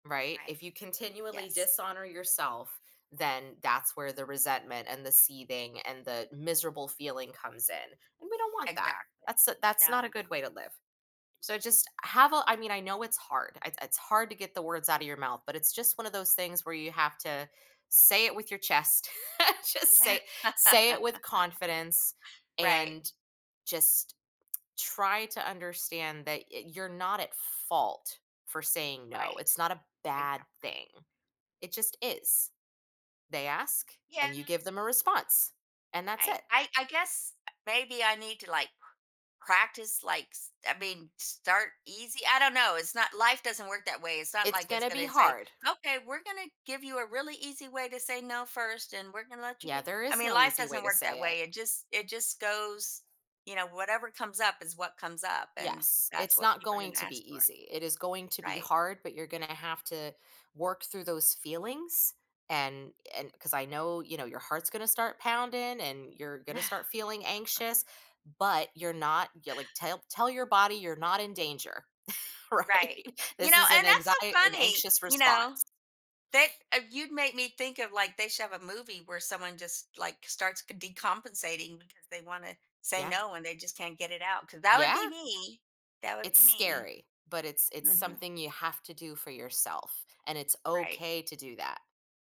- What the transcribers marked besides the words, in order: laugh; chuckle; laughing while speaking: "Just say"; chuckle; chuckle; laughing while speaking: "right?"
- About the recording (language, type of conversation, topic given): English, advice, How can I say no without feeling guilty?